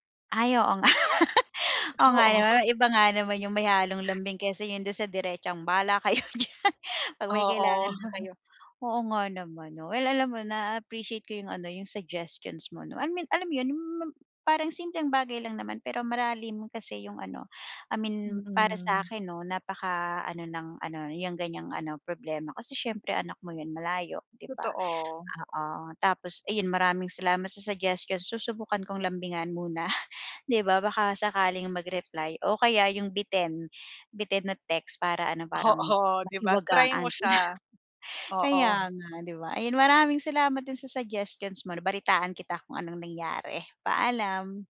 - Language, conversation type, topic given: Filipino, advice, Paano ko mapananatili ang koneksyon ko sa mga tao habang nagbabago ang mundo?
- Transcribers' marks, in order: laugh; chuckle; chuckle